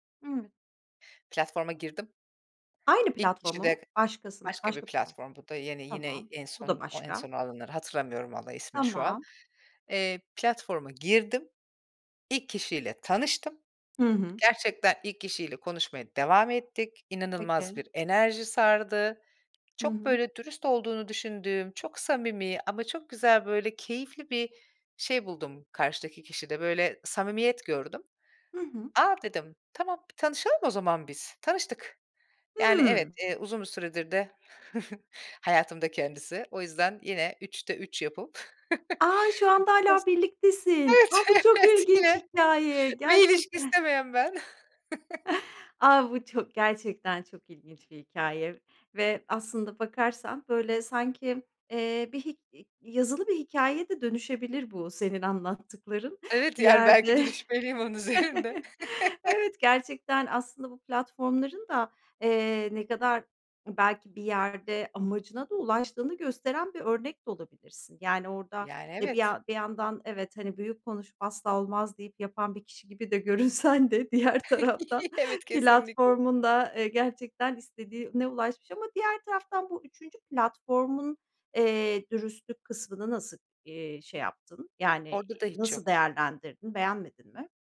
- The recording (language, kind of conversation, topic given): Turkish, podcast, Sence sosyal medyada dürüst olmak, gerçek hayatta dürüst olmaktan farklı mı?
- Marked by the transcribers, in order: tapping; other background noise; chuckle; surprised: "A! Şu anda hâlâ birliktesin. A, bu çok ilginç hikâye gerçekten"; chuckle; unintelligible speech; laughing while speaking: "Evet, evet, yine ve ilişki istemeyen ben"; chuckle; laughing while speaking: "anlattıkların, bir yerde"; laughing while speaking: "Evet, yani belki de dürüşmeliyim onun üzerinde"; chuckle; "düşünmeliyim" said as "dürüşmeliyim"; chuckle; laughing while speaking: "görünsen de diğer taraftan"; chuckle; laughing while speaking: "Evet, kesinlikle"